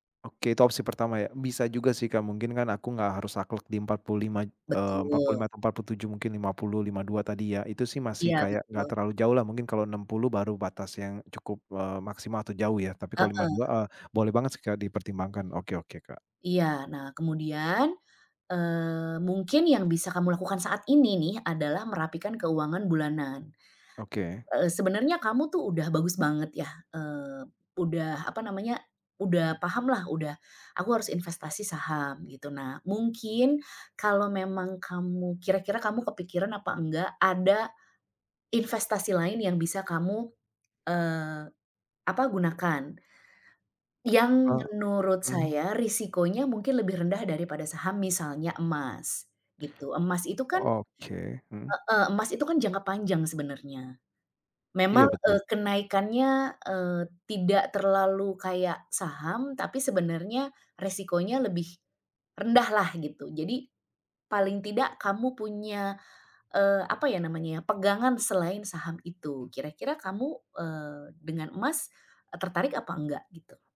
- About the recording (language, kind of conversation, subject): Indonesian, advice, Bagaimana cara mulai merencanakan pensiun jika saya cemas tabungan pensiun saya terlalu sedikit?
- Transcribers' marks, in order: none